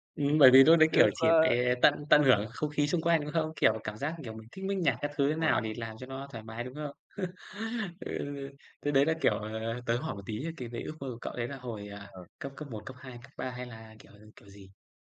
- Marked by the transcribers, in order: other background noise; in English: "mit"; "mix" said as "mit"; chuckle
- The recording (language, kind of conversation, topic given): Vietnamese, unstructured, Bạn có ước mơ nào chưa từng nói với ai không?